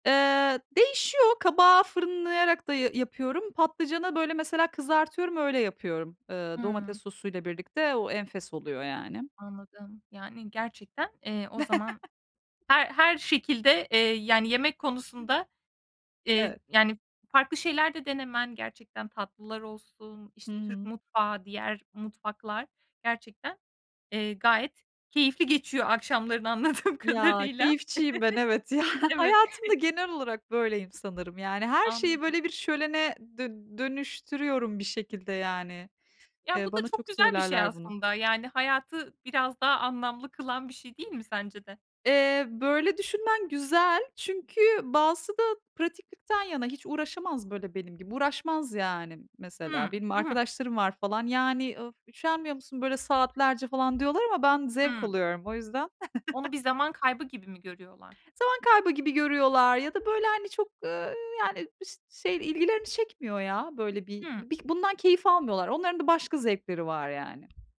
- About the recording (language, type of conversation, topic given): Turkish, podcast, Akşamları kendine nasıl vakit ayırıyorsun?
- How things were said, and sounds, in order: chuckle; other background noise; laughing while speaking: "anladığım kadarıyla"; laughing while speaking: "ya"; chuckle; chuckle; unintelligible speech